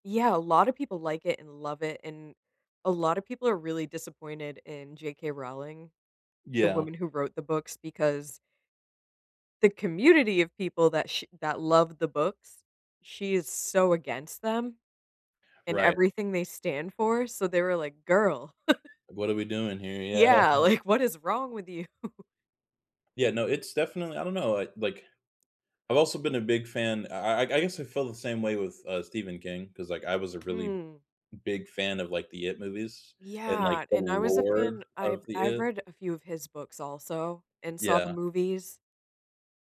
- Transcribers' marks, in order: chuckle; laughing while speaking: "you?"; tapping
- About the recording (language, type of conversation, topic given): English, unstructured, What’s a movie that really surprised you, and why?